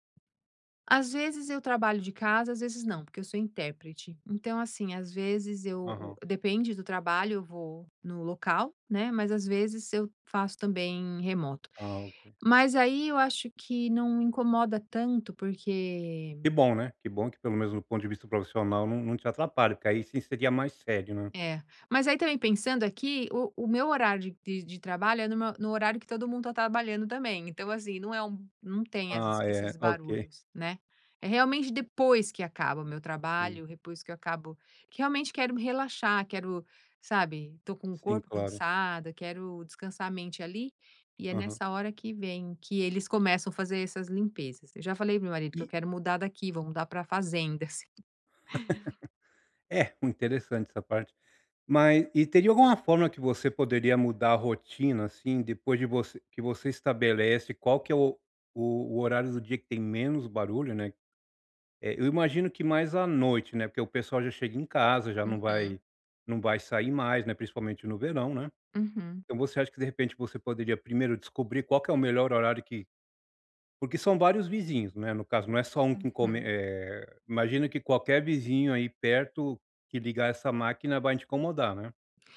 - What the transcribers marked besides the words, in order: tapping; stressed: "depois"; laugh
- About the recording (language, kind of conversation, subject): Portuguese, advice, Como posso relaxar em casa com tantas distrações e barulho ao redor?